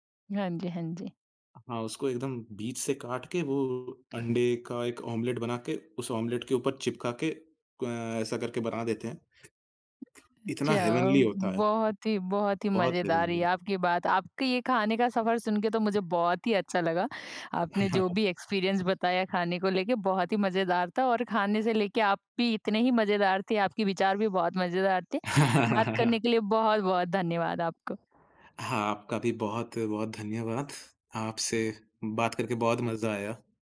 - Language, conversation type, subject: Hindi, podcast, सफ़र के दौरान आपने सबसे अच्छा खाना कहाँ खाया?
- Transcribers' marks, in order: other background noise; tapping; in English: "हेवनली"; in English: "हेवनली"; in English: "एक्सपीरियंस"; chuckle; laugh